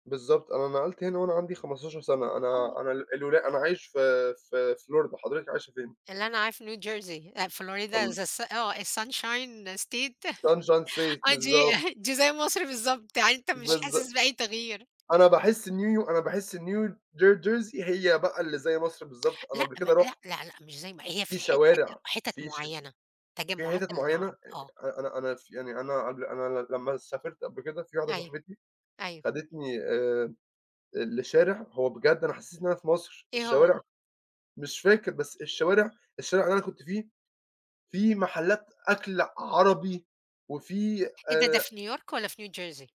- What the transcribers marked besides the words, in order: unintelligible speech; in English: "Florida is the s"; in English: "?is sunshine state"; in English: "Sunshine State"; laugh; chuckle; tsk
- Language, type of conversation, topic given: Arabic, unstructured, إنت شايف إن السوشيال ميديا بتضيّع وقتنا أكتر ما بتفيدنا؟